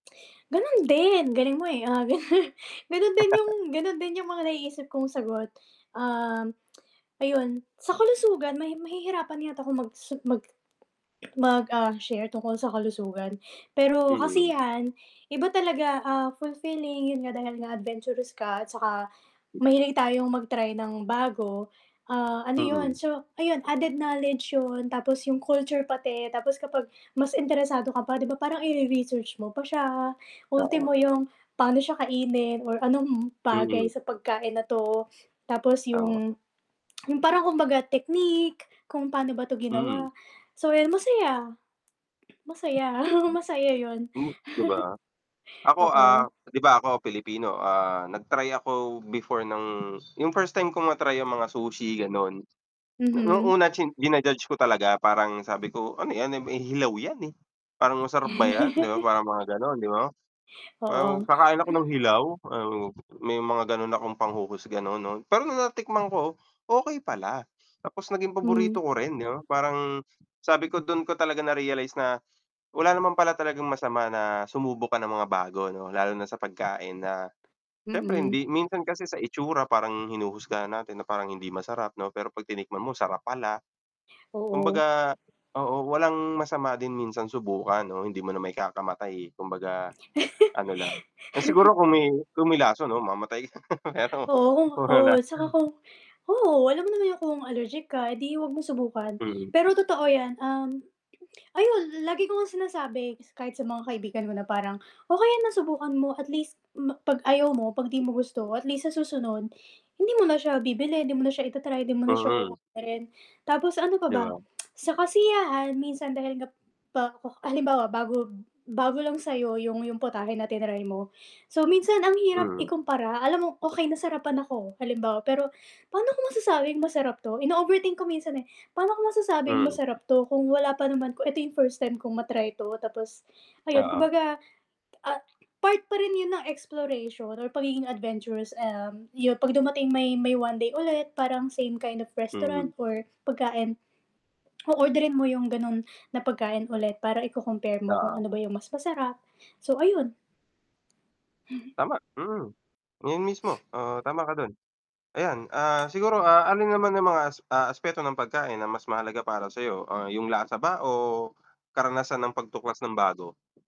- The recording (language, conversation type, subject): Filipino, unstructured, Alin ang mas gusto mo: kainin ang paborito mong pagkain araw-araw o sumubok ng iba’t ibang putahe linggo-linggo?
- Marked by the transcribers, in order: static; distorted speech; chuckle; tongue click; swallow; tongue click; laughing while speaking: "oo"; tapping; chuckle; horn; wind; chuckle; exhale; other background noise; laughing while speaking: "mamamatay"; laugh; laughing while speaking: "kung wala"; tongue click; tongue click